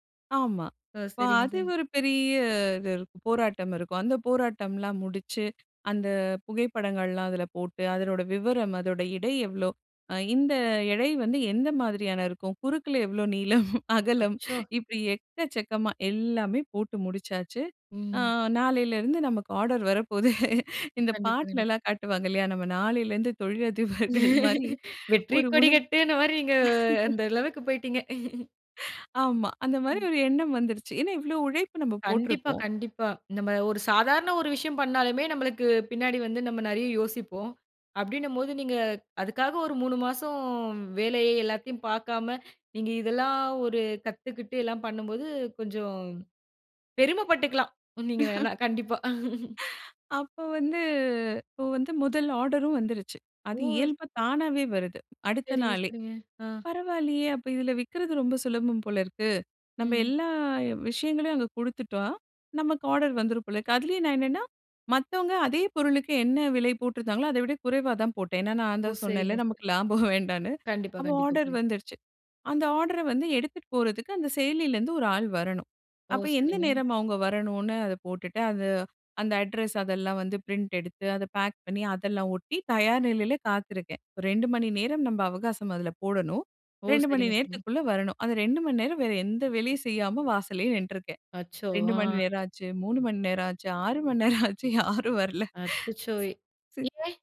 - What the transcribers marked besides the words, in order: laugh; laughing while speaking: "நமக்கு ஆர்டர் வரப்போகுது"; laughing while speaking: "நம்ம நாளிலேருந்து தொழிலதிபர்கள் மாரி ஒரு உணர்வு"; laugh; laugh; other noise; other background noise; laugh; laugh; laugh
- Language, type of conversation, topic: Tamil, podcast, உங்கள் வாழ்க்கையில் நடந்த ஒரு பெரிய தோல்வி உங்களுக்கு என்ன கற்றுத்தந்தது?